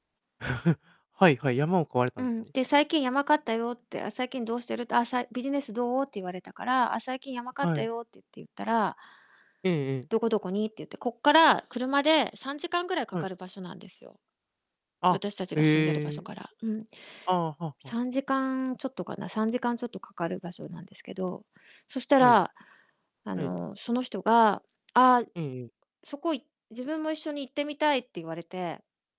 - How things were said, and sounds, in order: chuckle; other background noise; distorted speech
- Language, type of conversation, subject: Japanese, advice, 元パートナーと友達として付き合っていけるか、どうすればいいですか？